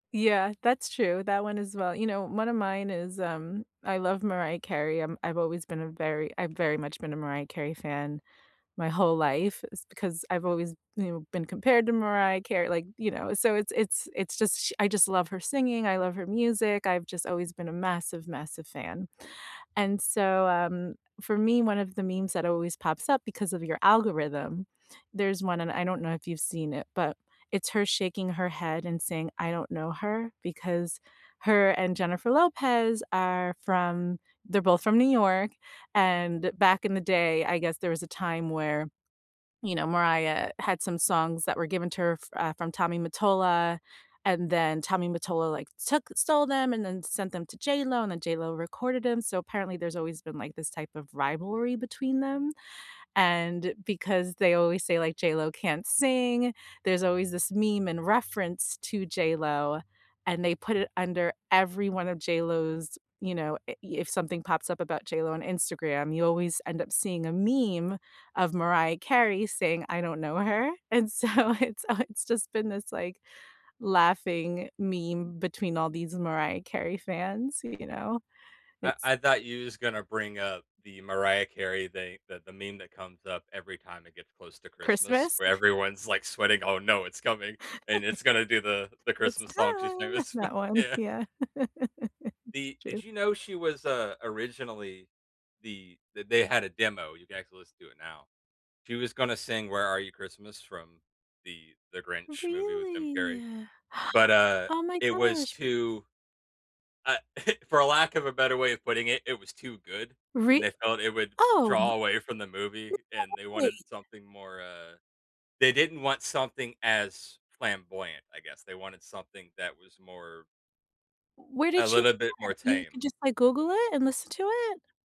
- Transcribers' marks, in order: laughing while speaking: "And so it's it's just been this"; chuckle; singing: "It's time"; laughing while speaking: "famous Yeah"; laugh; drawn out: "Really?"; gasp; chuckle; tapping
- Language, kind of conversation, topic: English, unstructured, What pop culture moments and memes have helped you feel part of a community?
- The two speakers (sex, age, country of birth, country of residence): female, 40-44, United States, United States; male, 35-39, United States, United States